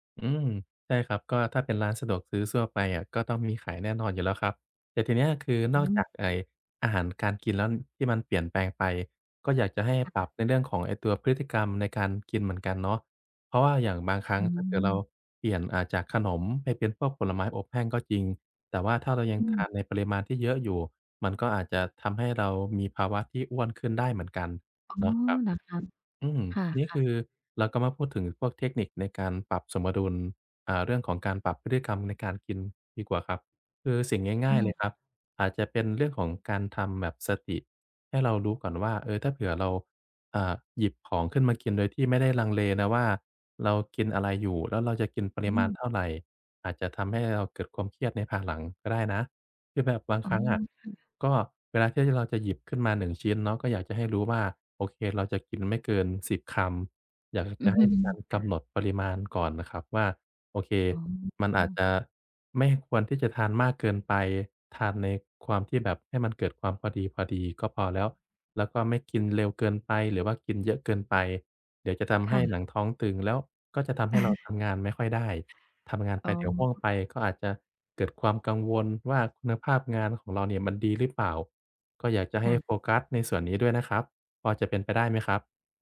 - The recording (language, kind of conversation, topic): Thai, advice, ควรเลือกอาหารและของว่างแบบไหนเพื่อช่วยควบคุมความเครียด?
- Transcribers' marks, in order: "ทั่ว" said as "ซั่ว"; other background noise; laughing while speaking: "เออ"